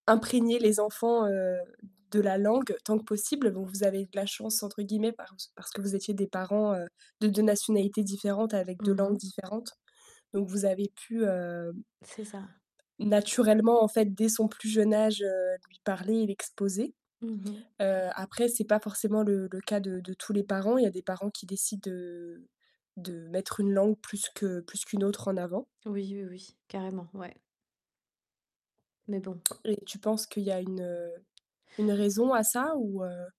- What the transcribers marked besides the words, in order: distorted speech; tapping
- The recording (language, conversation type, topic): French, podcast, Comment transmettre une langue aux enfants aujourd’hui ?